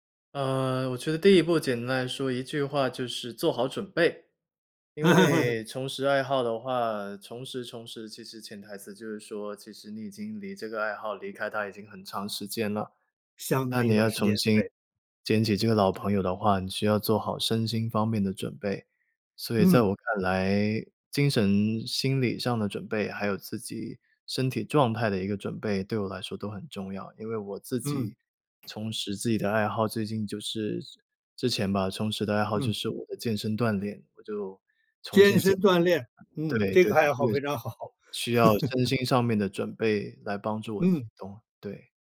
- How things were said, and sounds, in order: laugh; other background noise; laughing while speaking: "好"; laugh
- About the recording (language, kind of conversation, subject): Chinese, podcast, 重拾爱好的第一步通常是什么？